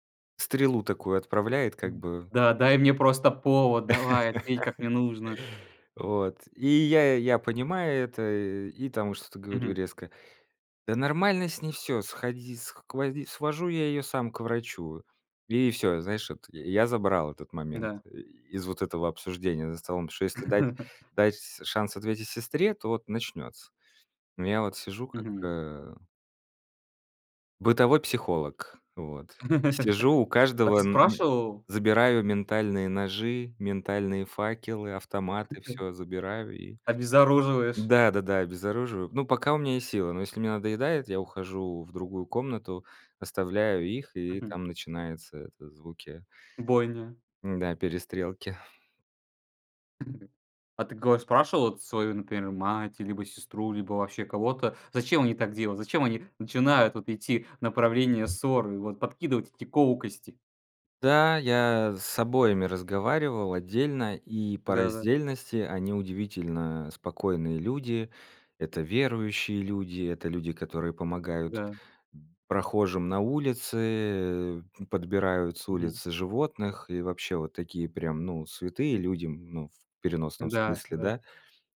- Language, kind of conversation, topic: Russian, podcast, Как обычно проходят разговоры за большим семейным столом у вас?
- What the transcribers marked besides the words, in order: laugh; laugh; laugh; chuckle; chuckle; tapping